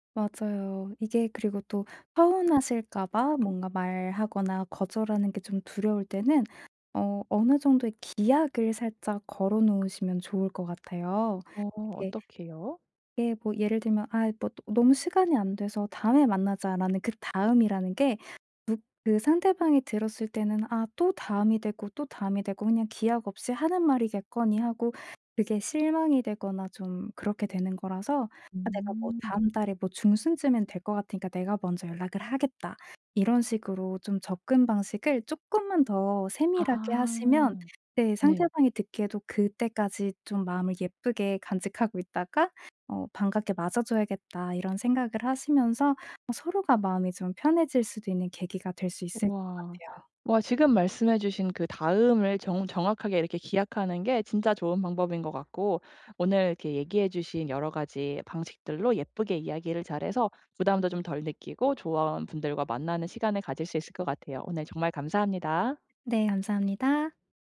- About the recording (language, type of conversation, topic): Korean, advice, 친구의 초대가 부담스러울 때 모임에 참석할지 말지 어떻게 결정해야 하나요?
- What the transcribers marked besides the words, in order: other background noise; tapping